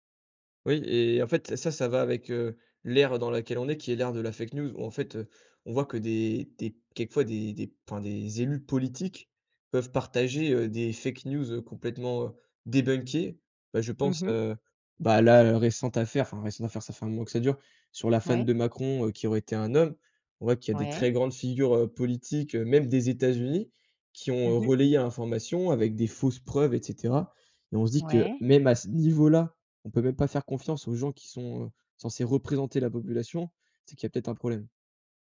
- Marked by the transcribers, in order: stressed: "l'ère"; in English: "fake news"; in English: "fake news"; stressed: "niveau là"
- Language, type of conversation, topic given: French, podcast, Comment t’organises-tu pour faire une pause numérique ?
- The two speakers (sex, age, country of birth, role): female, 45-49, France, host; male, 20-24, France, guest